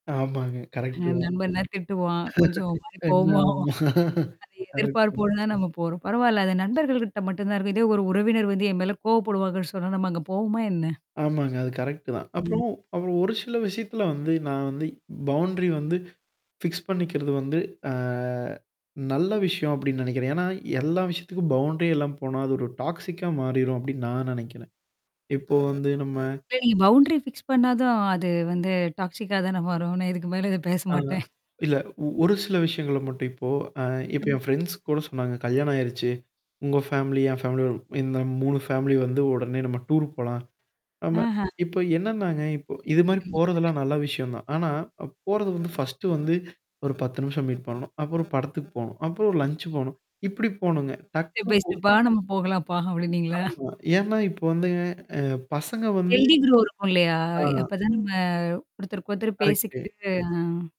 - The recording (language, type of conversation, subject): Tamil, podcast, நண்பர்களுக்கிடையில் எல்லைகளை வைத்திருக்க வேண்டுமா, வேண்டாமா, ஏன்?
- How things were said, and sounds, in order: other background noise; static; laugh; laughing while speaking: "என்ன ஆமா?"; other noise; in English: "பவுண்ட்ரி"; mechanical hum; in English: "ஃபிக்ஸ்!"; in English: "பவுண்ட்ரி"; in English: "டாக்ஸிக்கா"; in English: "பவுண்டரி ஃபிக்ஸ்"; in English: "டாக்ஸிக்கா"; laughing while speaking: "நான் இதுக்கு மேல இத பேச மாட்டன்"; in English: "மீட்"; in English: "ஸ்டெப் பை ஸ்டெப்பா"; in English: "லஞ்ச்"; in English: "ஹெல்தி கிரோ"